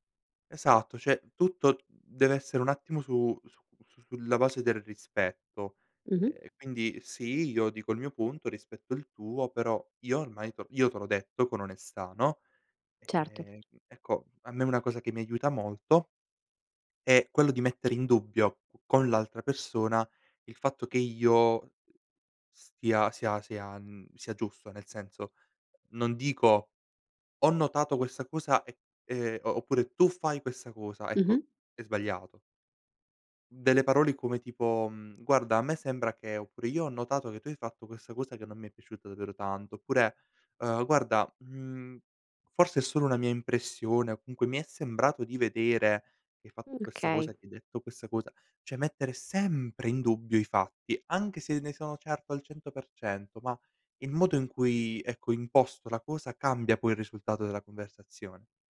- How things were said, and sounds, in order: "cioè" said as "ceh"; tapping; "Cioè" said as "ceh"
- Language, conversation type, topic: Italian, podcast, Come bilanci onestà e tatto nelle parole?